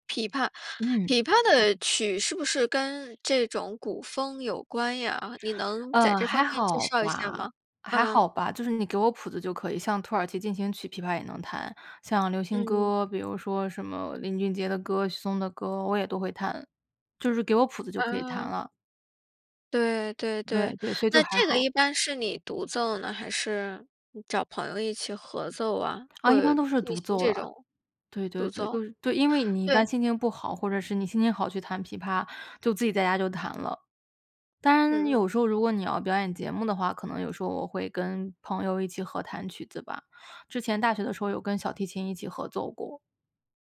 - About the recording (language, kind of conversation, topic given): Chinese, podcast, 去唱K时你必点哪几首歌？
- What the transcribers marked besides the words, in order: none